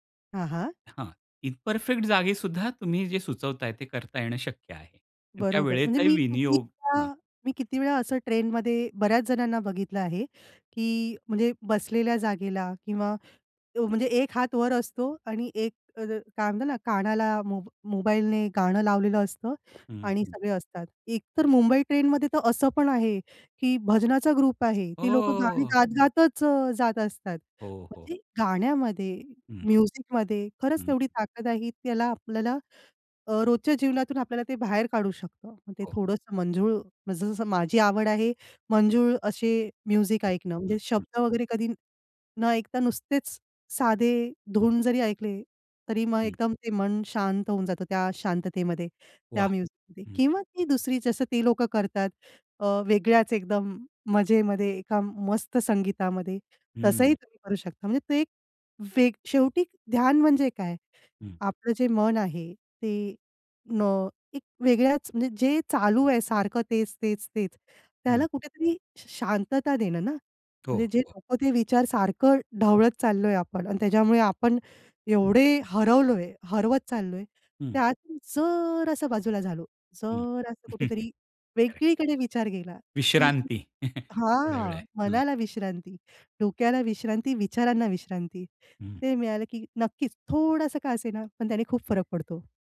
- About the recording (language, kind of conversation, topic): Marathi, podcast, ध्यानासाठी शांत जागा उपलब्ध नसेल तर तुम्ही काय करता?
- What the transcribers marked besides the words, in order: in English: "ग्रुप"; in English: "म्युझिक"; tapping; in English: "म्युझिक"; in English: "म्युझिक"; other noise; chuckle; chuckle